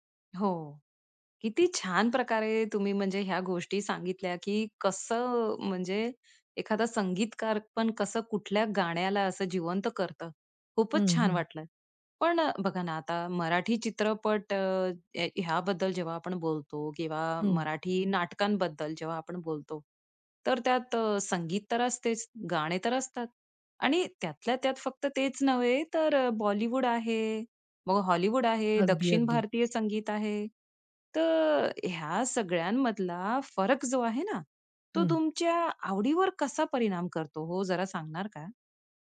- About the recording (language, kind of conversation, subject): Marathi, podcast, चित्रपट आणि टीव्हीच्या संगीतामुळे तुझ्या संगीत-आवडीत काय बदल झाला?
- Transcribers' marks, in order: none